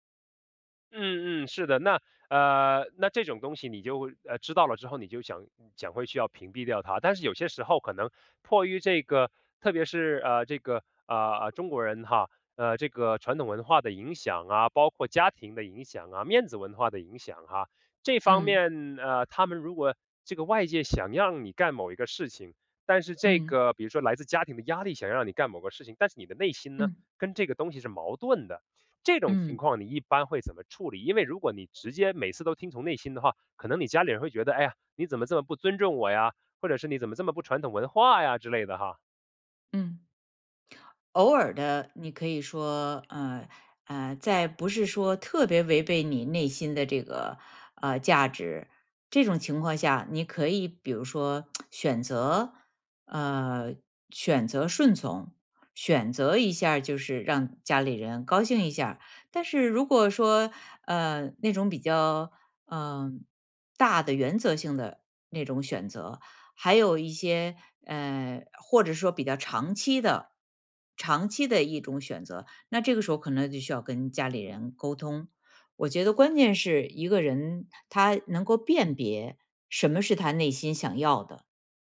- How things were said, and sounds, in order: tsk
- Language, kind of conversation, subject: Chinese, podcast, 你如何辨别内心的真实声音？